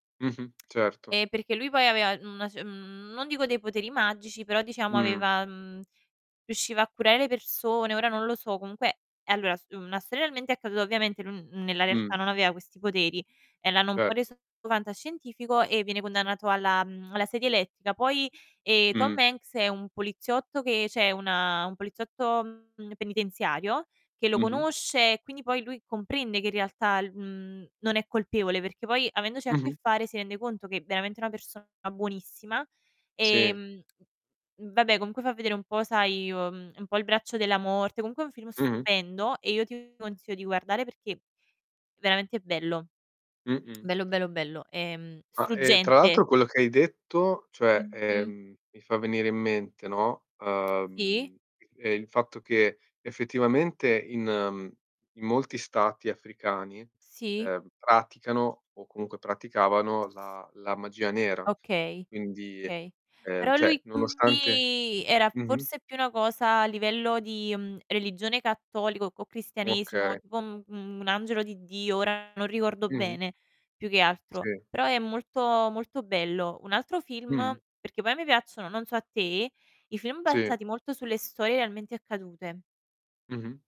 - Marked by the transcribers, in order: "realmente" said as "almente"; distorted speech; "cioè" said as "ceh"; other background noise; lip smack; drawn out: "uhm"; "okay" said as "kay"; "cioè" said as "ceh"; static
- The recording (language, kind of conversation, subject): Italian, unstructured, Qual è il tuo genere di film preferito e perché?